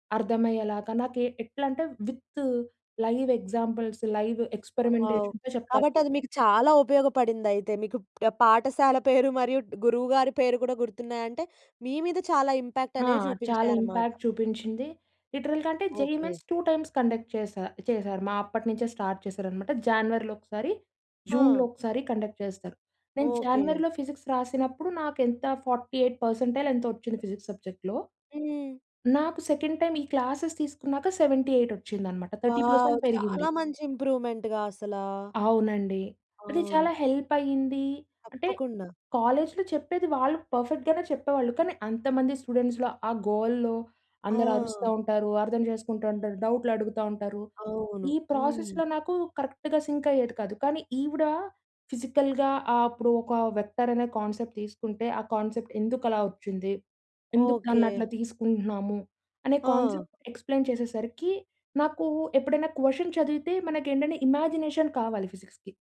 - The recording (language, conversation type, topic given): Telugu, podcast, డిజిటల్ సాధనాలు విద్యలో నిజంగా సహాయపడాయా అని మీరు భావిస్తున్నారా?
- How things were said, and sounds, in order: in English: "విత్ లైవ్ ఎక్సాంపుల్స్, లైవ్ ఏక్స్పెరిమెంటేషన్‌తో"; in English: "వావ్!"; tapping; in English: "ఇంపాక్ట్"; in English: "ఇంపాక్ట్"; in English: "లిటరల్‌గా"; in English: "జేఈఈ మైన్స్ టూ టైమ్స్ కండక్ట్"; in English: "స్టార్ట్"; in English: "కండక్ట్"; in English: "ఫిజిక్స్"; in English: "ఫార్టీ ఎయిట్ పర్సంటైల్"; in English: "ఫిజిక్స్ సబ్జెక్ట్‌లో"; in English: "సెకండ్ టైమ్"; in English: "క్లాస్స్"; in English: "సెవెంటీ ఎయిట్"; in English: "థర్టీ పర్సెంట్"; surprised: "వావ్! చాలా మంచి ఇంప్రూమెంట్‌గా అసలా!"; in English: "వావ్!"; stressed: "చాలా"; in English: "ఇంప్రూమెంట్‌గా"; in English: "హెల్ప్"; in English: "కాలేజ్‌లో"; in English: "పర్ఫెక్ట్‌గానే"; in English: "స్టూడెంట్స్‌లో"; in English: "ప్రాసెస్‌లో"; in English: "కరెక్ట్‌గా సింక్"; in English: "ఫిజికల్‌గా"; in English: "వెక్టారనే కాన్సెప్ట్"; in English: "కాన్సెప్ట్"; in English: "కాన్సెప్ట్ ఎక్స్‌ప్లెయిన్"; in English: "క్వషన్"; in English: "ఇమాజినేషన్"; in English: "ఫిజిక్స్‌కి"